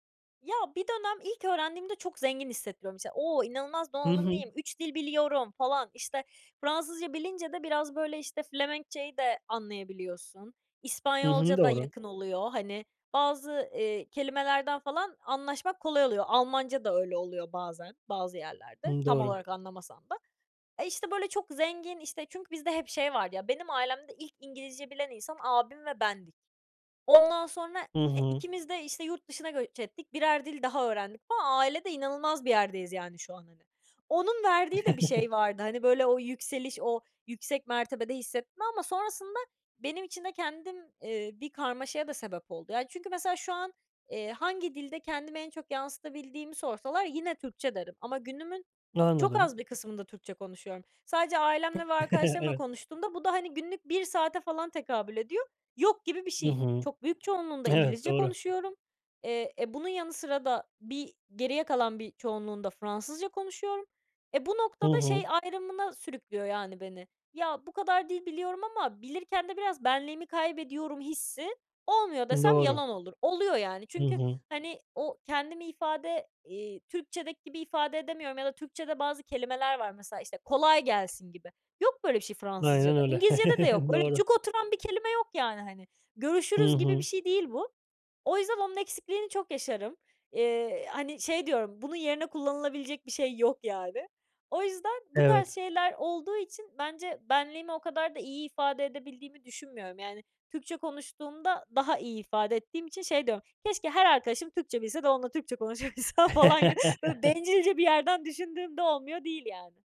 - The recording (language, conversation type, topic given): Turkish, podcast, İki dil arasında geçiş yapmak günlük hayatını nasıl değiştiriyor?
- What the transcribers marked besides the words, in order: other background noise; chuckle; giggle; tapping; chuckle; laughing while speaking: "konuşabilsem. falan gibi"; chuckle